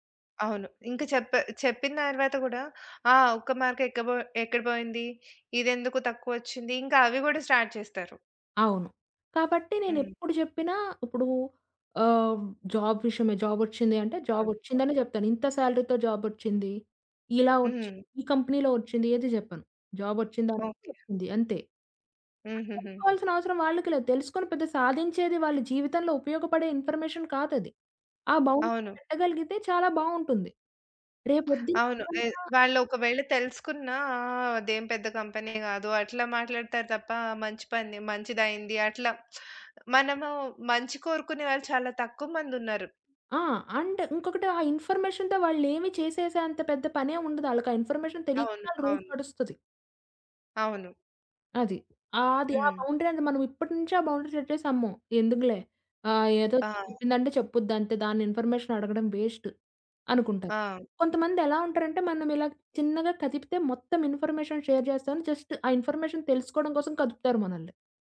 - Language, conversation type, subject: Telugu, podcast, ఎవరైనా మీ వ్యక్తిగత సరిహద్దులు దాటితే, మీరు మొదట ఏమి చేస్తారు?
- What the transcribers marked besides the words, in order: in English: "మార్క్"; in English: "స్టార్ట్"; in English: "జాబ్"; in English: "సాలరీ‌తో"; in English: "కంపెనీలో"; lip smack; in English: "ఇన్‌ఫర్‌మేషన్"; in English: "బౌండరీ"; in English: "కంపెనీ"; in English: "అండ్"; in English: "ఇన్‌ఫర్‌మేషన్‌తో"; in English: "ఇన్‌ఫర్‌మేషన్"; in English: "రూట్"; other background noise; in English: "బౌండరీ"; in English: "బౌండరీ సెట్"; in English: "ఇన్‌ఫర్మేషన్"; in English: "వేస్ట్"; in English: "ఇన్‌ఫర్మేషన్ షేర్"; in English: "జస్ట్"; in English: "ఇన్ఫర్మేషన్"